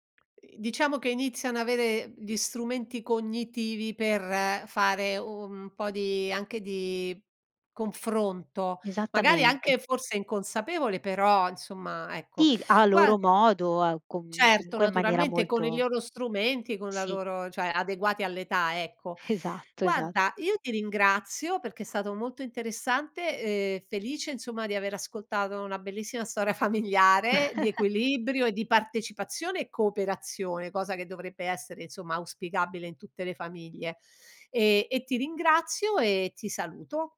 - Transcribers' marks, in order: laughing while speaking: "familiare"; chuckle
- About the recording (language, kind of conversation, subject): Italian, podcast, Come coinvolgere i papà nella cura quotidiana dei figli?